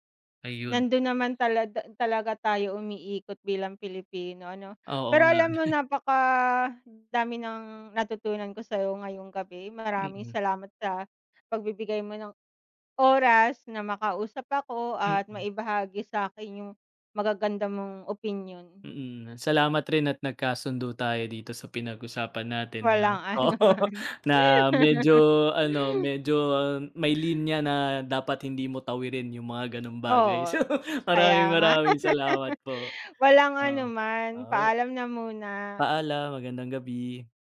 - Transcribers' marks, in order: chuckle; stressed: "oras na makausap ako"; laughing while speaking: "ano naman"; laughing while speaking: "oo"; laugh; laugh
- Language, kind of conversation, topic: Filipino, unstructured, May pangarap ka bang iniwan dahil sa takot o pagdududa?